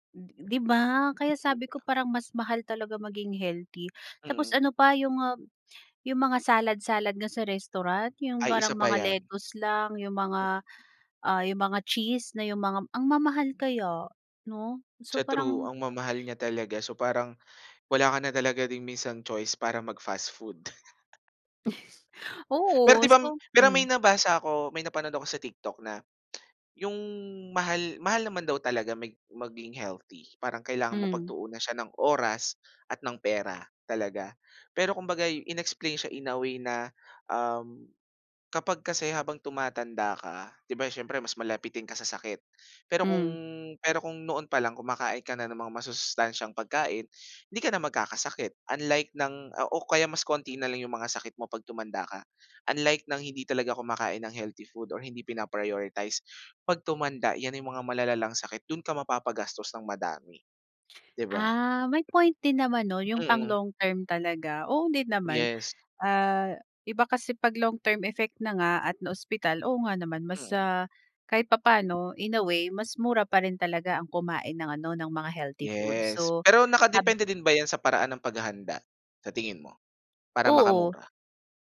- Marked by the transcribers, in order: background speech; chuckle; "di ba" said as "dibam"; tsk; other animal sound; tapping
- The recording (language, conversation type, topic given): Filipino, podcast, Paano ka nakakatipid para hindi maubos ang badyet sa masustansiyang pagkain?